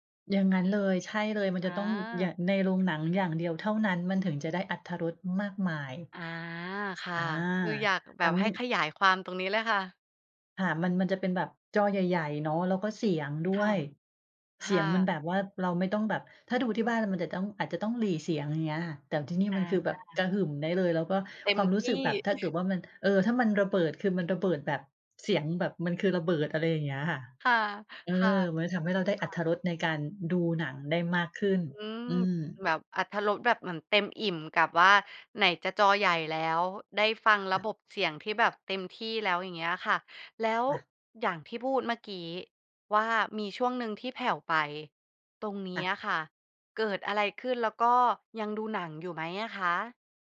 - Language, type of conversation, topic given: Thai, podcast, การดูหนังในโรงกับดูที่บ้านต่างกันยังไงสำหรับคุณ?
- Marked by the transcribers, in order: chuckle